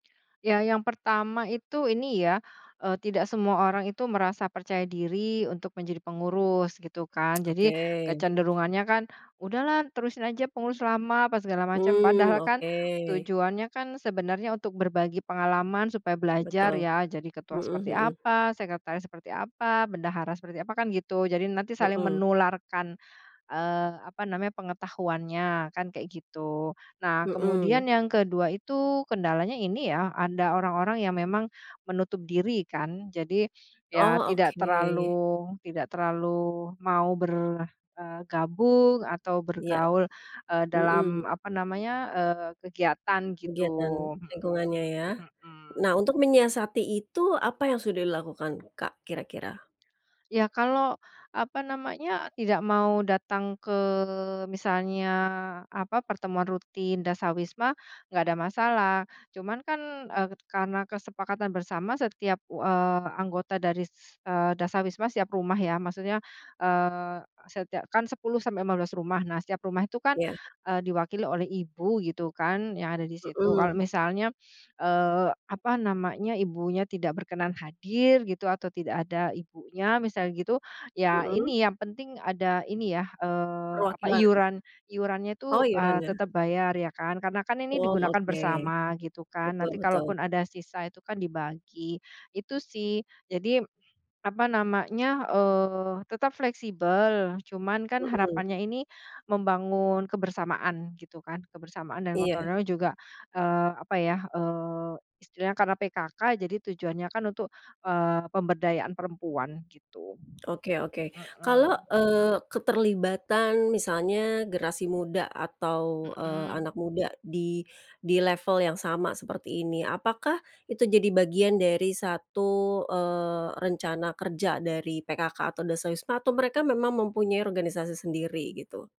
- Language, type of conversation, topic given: Indonesian, podcast, Bagaimana cara memulai kelompok saling bantu di lingkungan RT/RW?
- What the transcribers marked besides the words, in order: other background noise; tapping